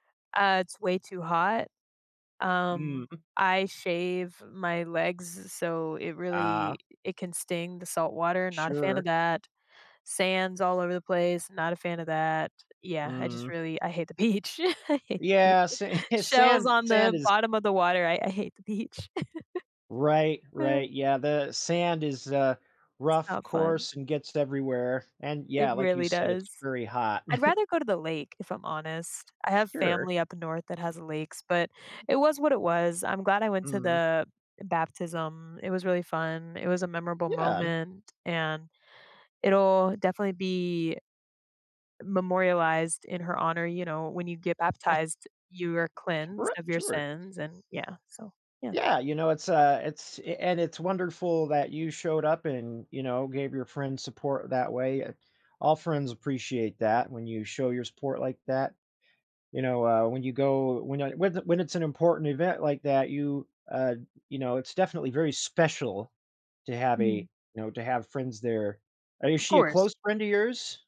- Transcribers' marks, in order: laughing while speaking: "beach. I hate the beach"; laughing while speaking: "sa"; other background noise; chuckle; sigh; chuckle; chuckle
- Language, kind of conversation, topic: English, advice, How can I recover my confidence after being humiliated by a public mistake?